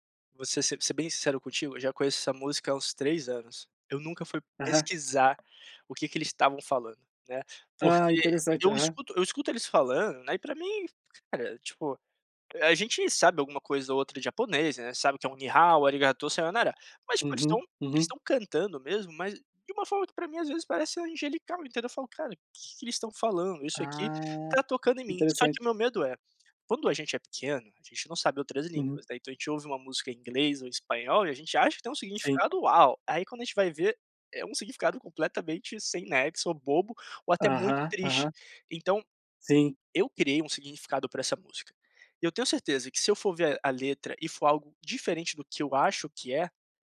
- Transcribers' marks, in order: in Chinese: "你好"; in Japanese: "arigatō, sayonara"
- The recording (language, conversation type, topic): Portuguese, podcast, Me conta uma música que te ajuda a superar um dia ruim?